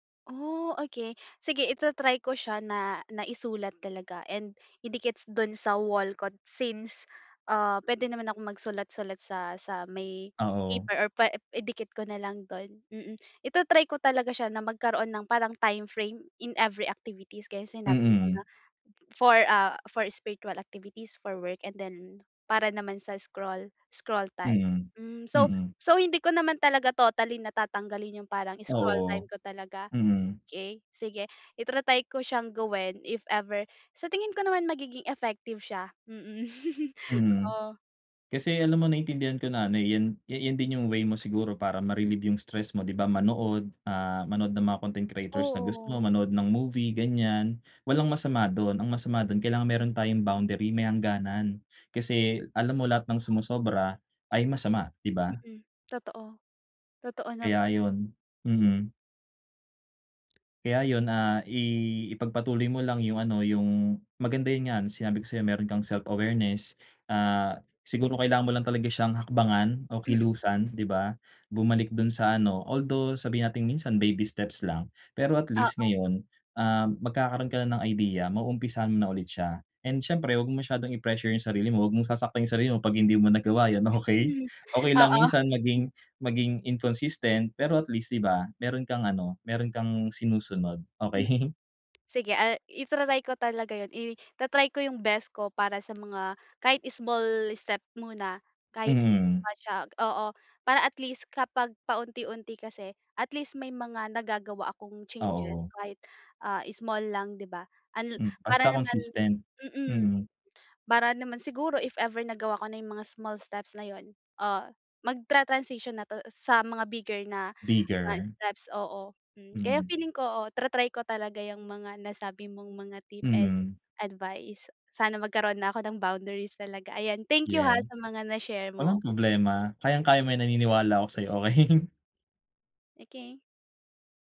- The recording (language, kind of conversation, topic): Filipino, advice, Paano ako magtatakda ng malinaw na personal na hangganan nang hindi nakakaramdam ng pagkakasala?
- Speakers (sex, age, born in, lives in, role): female, 20-24, Philippines, Philippines, user; male, 25-29, Philippines, Philippines, advisor
- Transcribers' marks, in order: in English: "timeframe in every activities"; other background noise; in English: "for spiritual activities, for work and then"; "ita-try" said as "itra-tay"; chuckle; tapping; laughing while speaking: "okey?"; laughing while speaking: "okey?"; laughing while speaking: "okey?"